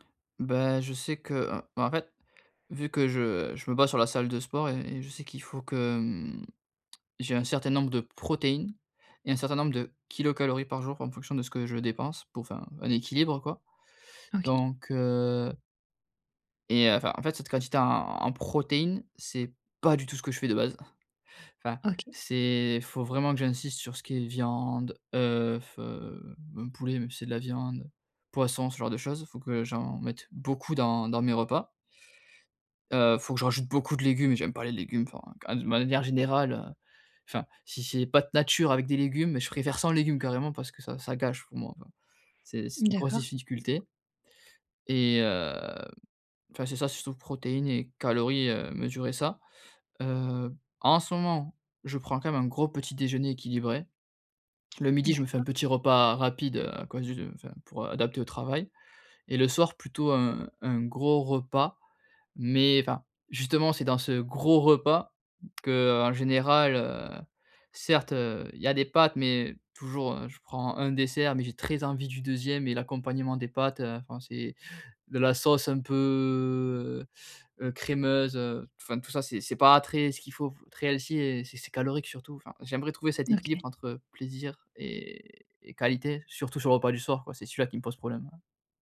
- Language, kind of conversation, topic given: French, advice, Comment équilibrer le plaisir immédiat et les résultats à long terme ?
- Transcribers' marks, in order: other background noise; chuckle; stressed: "sans"; tapping; drawn out: "peu"; in English: "healthy"